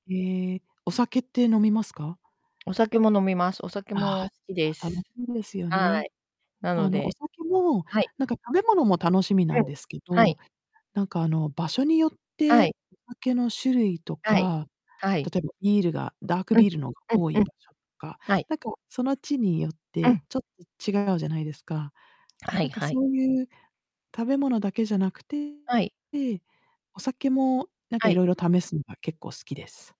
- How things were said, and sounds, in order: distorted speech
- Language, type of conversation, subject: Japanese, unstructured, 旅先ではどんな食べ物を楽しみますか？